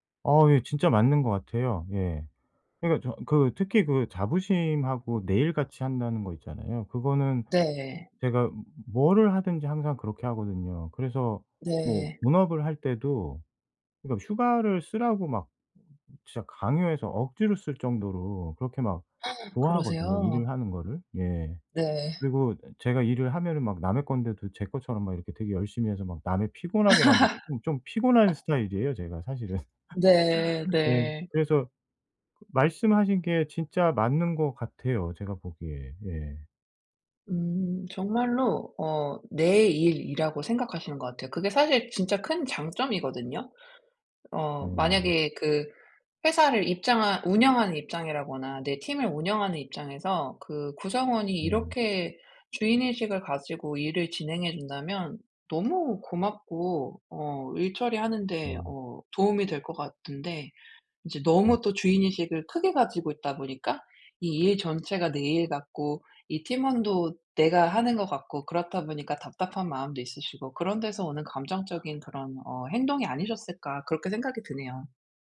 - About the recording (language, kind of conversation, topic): Korean, advice, 왜 저는 작은 일에도 감정적으로 크게 반응하는 걸까요?
- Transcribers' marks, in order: tapping; gasp; laugh